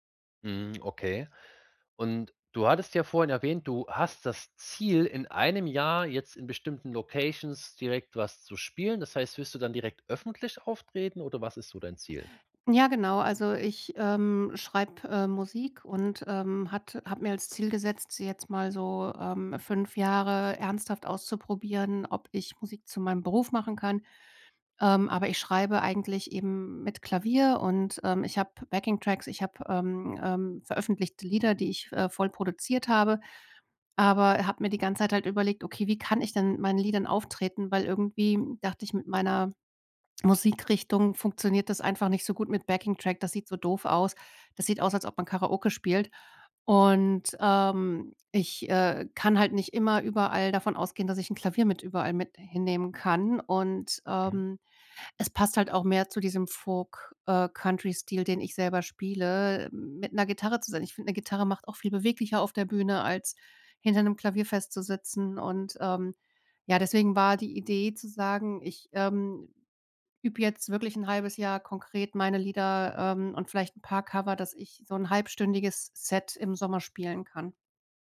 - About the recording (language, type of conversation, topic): German, advice, Wie finde ich bei so vielen Kaufoptionen das richtige Produkt?
- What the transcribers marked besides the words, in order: in English: "Backing-Tracks"; in English: "Backing-Track"